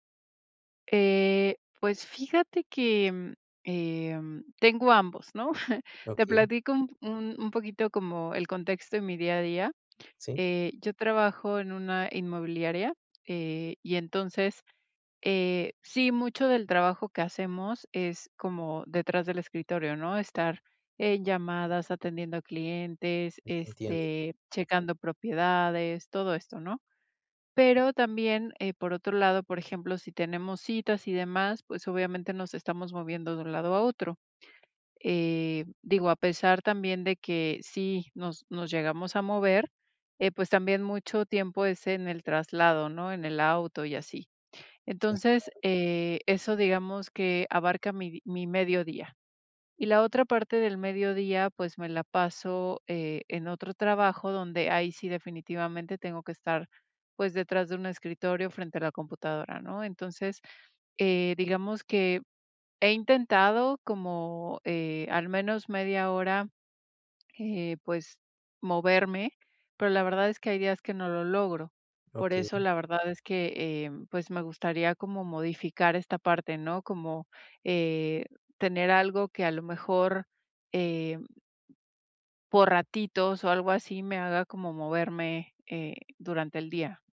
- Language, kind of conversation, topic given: Spanish, advice, Rutinas de movilidad diaria
- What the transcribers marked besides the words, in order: chuckle; other background noise